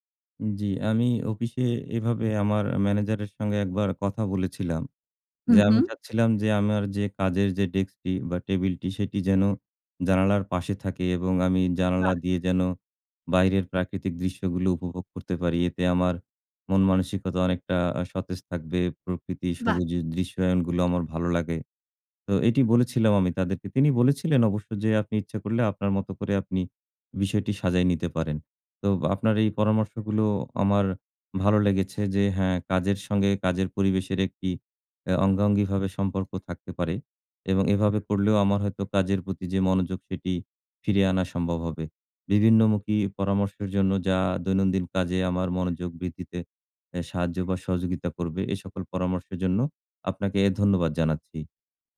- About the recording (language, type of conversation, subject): Bengali, advice, বিরতি থেকে কাজে ফেরার পর আবার মনোযোগ ধরে রাখতে পারছি না—আমি কী করতে পারি?
- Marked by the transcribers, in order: none